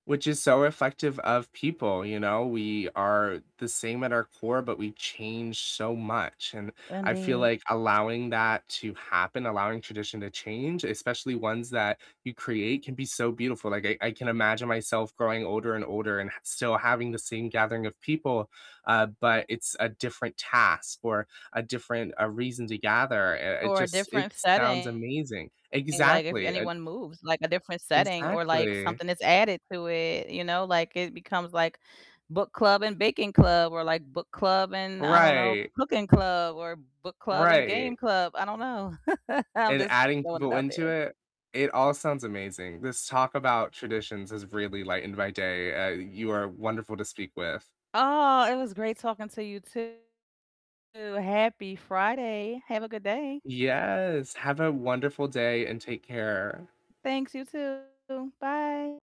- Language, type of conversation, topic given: English, unstructured, What new tradition would you most like to start with friends or family this year?
- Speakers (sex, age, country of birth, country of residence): female, 20-24, United States, United States; female, 45-49, United States, United States
- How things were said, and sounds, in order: mechanical hum; distorted speech; chuckle; static